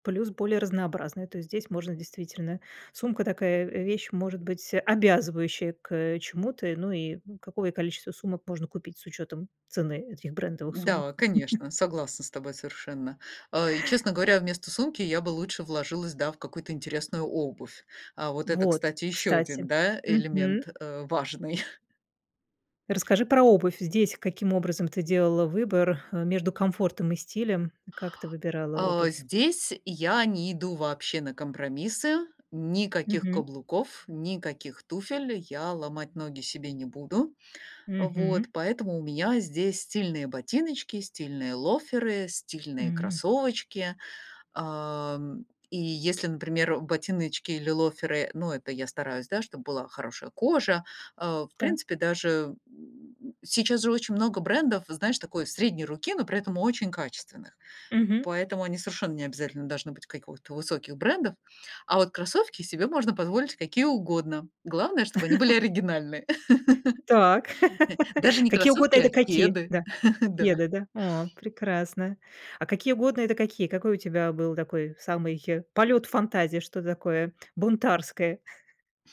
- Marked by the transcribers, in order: laugh; laughing while speaking: "важный"; other background noise; chuckle; laugh; chuckle; chuckle
- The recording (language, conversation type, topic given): Russian, podcast, Как сочетать комфорт и стиль в повседневной жизни?